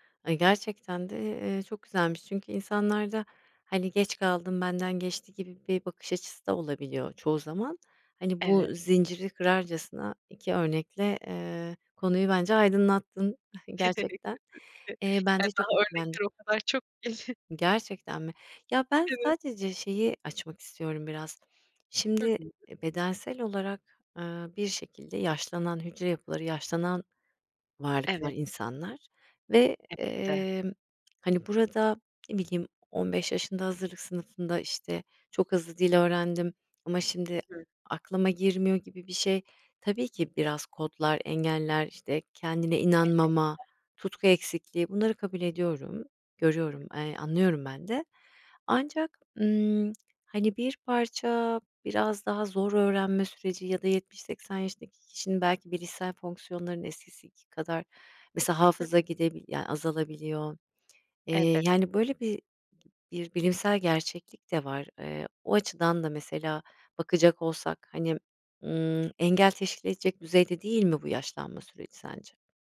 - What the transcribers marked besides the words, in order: chuckle; unintelligible speech; tapping; chuckle; laughing while speaking: "Evet"; other background noise; "eski" said as "eskisiki"
- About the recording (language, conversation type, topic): Turkish, podcast, Öğrenmenin yaşla bir sınırı var mı?